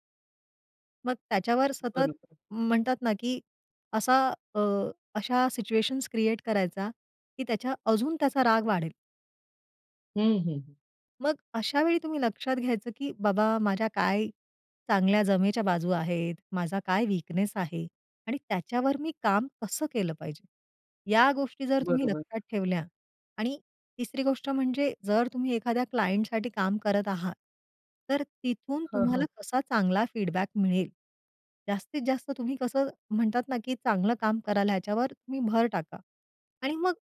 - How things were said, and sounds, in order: in English: "वीकनेस"; tapping; in English: "क्लायंटसाठी"; other noise; in English: "फीडबॅक"
- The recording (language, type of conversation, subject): Marathi, podcast, नोकरीत पगारवाढ मागण्यासाठी तुम्ही कधी आणि कशी चर्चा कराल?